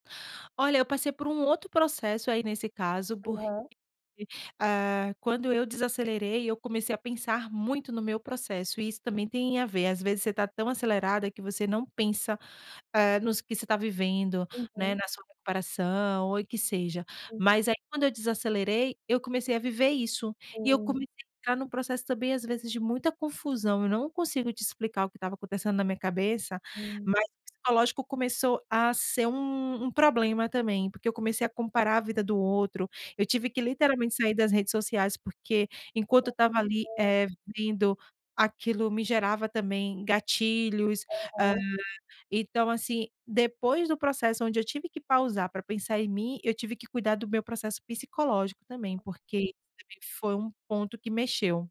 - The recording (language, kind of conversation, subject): Portuguese, podcast, Como você equilibra atividade e descanso durante a recuperação?
- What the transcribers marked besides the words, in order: unintelligible speech; unintelligible speech; other background noise; unintelligible speech